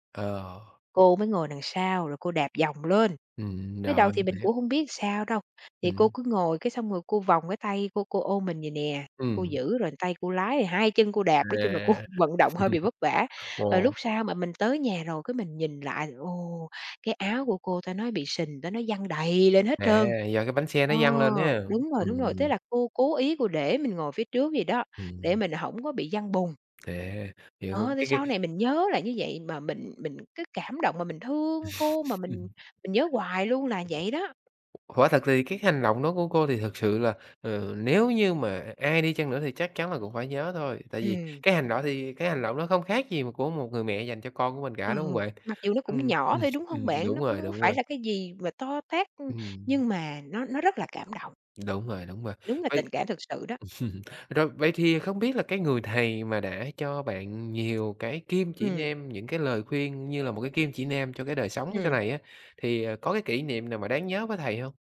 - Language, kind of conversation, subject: Vietnamese, podcast, Có thầy hoặc cô nào đã thay đổi bạn rất nhiều không? Bạn có thể kể lại không?
- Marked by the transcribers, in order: alarm; tapping; laugh; other background noise; laugh; chuckle; chuckle